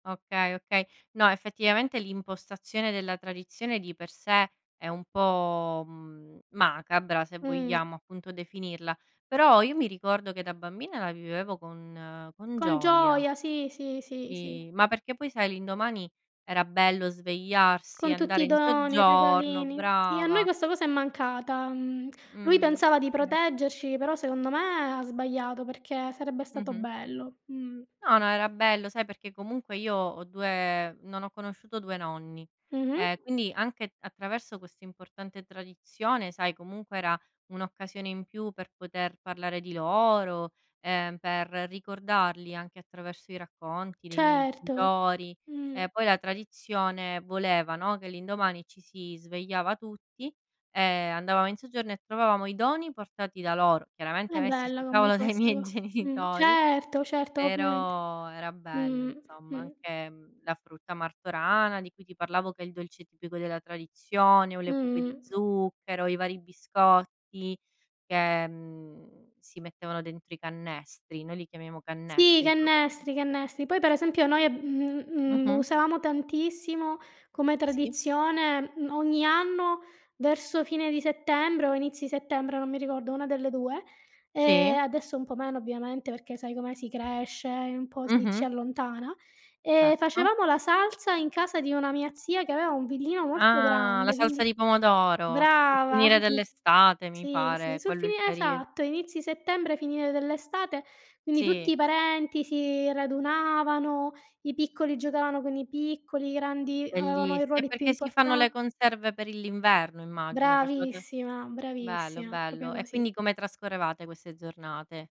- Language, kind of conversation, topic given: Italian, unstructured, Quali tradizioni familiari ti rendono felice?
- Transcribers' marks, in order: tapping; laughing while speaking: "dai miei genitori"; chuckle